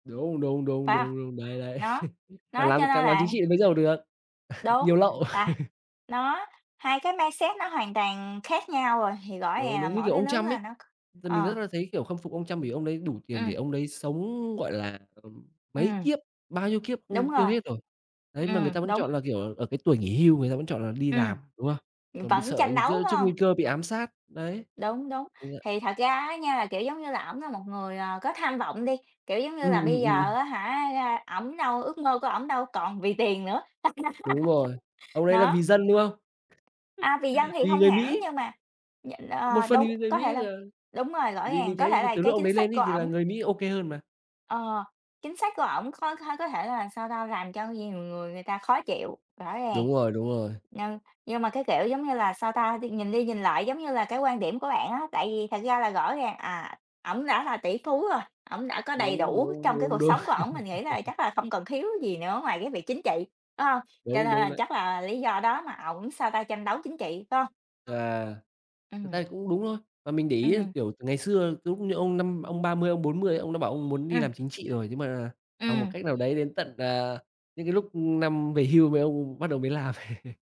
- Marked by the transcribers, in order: laugh; laugh; in English: "mindset"; unintelligible speech; other background noise; stressed: "vì tiền"; laugh; chuckle; background speech; chuckle; horn; chuckle
- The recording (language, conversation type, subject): Vietnamese, unstructured, Bạn có từng cảm thấy ghê tởm khi ai đó từ bỏ ước mơ chỉ vì tiền không?